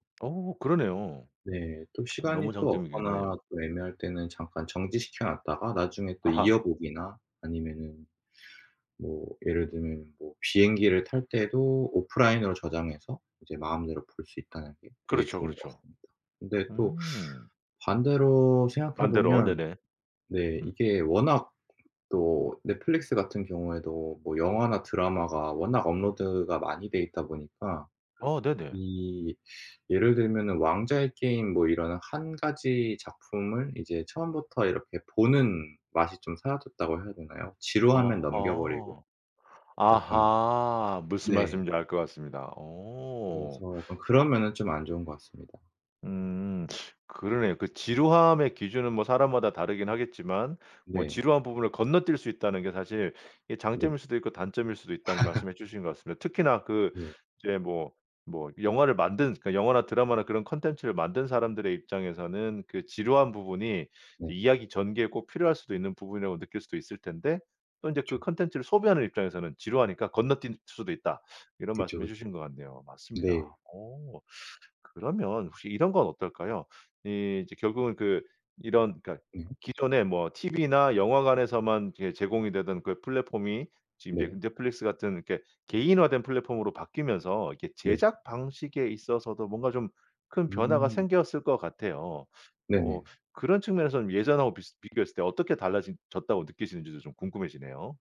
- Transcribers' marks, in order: lip smack; in English: "오프라인으로"; tapping; swallow; in English: "업로드가"; other background noise; teeth sucking; teeth sucking; laugh
- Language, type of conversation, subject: Korean, podcast, 넷플릭스 같은 플랫폼이 콘텐츠 소비를 어떻게 바꿨나요?